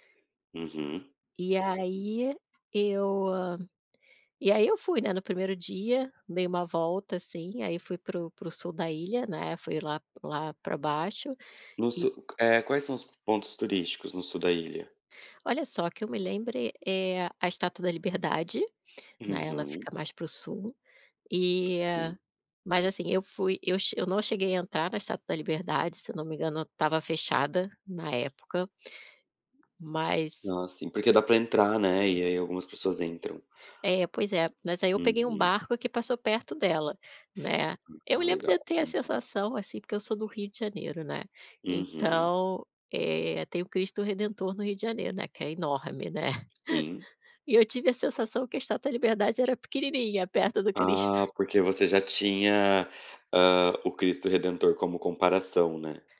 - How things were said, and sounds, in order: tapping; chuckle
- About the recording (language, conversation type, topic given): Portuguese, podcast, Você pode me contar sobre uma viagem que mudou a sua vida?